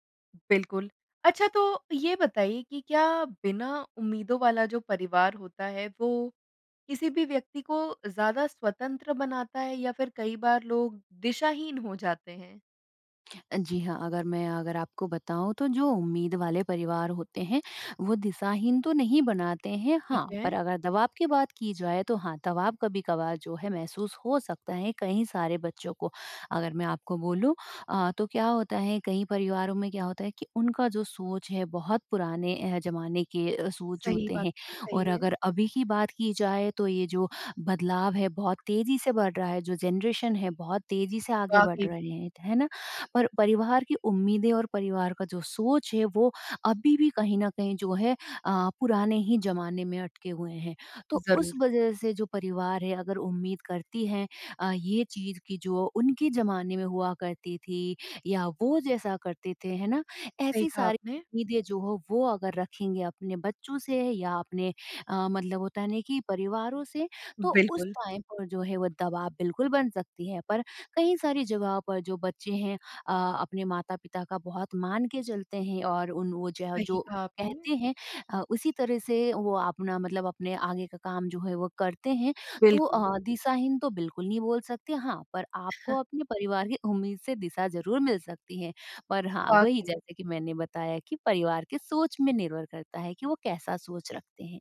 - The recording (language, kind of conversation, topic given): Hindi, podcast, क्या पारिवारिक उम्मीदें सहारा बनती हैं या दबाव पैदा करती हैं?
- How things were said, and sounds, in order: other background noise; in English: "जनरेशन"; in English: "टाइम"; chuckle